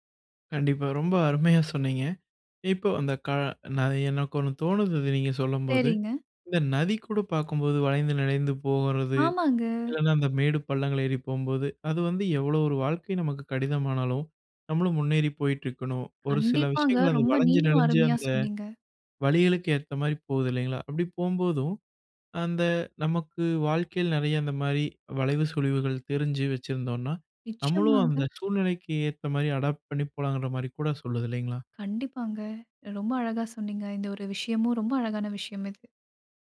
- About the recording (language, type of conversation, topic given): Tamil, podcast, நீங்கள் இயற்கையிடமிருந்து முதலில் கற்றுக் கொண்ட பாடம் என்ன?
- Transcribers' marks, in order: other background noise; "போகும்போதும்" said as "போம்போதும்"; in English: "அடாப்ட்"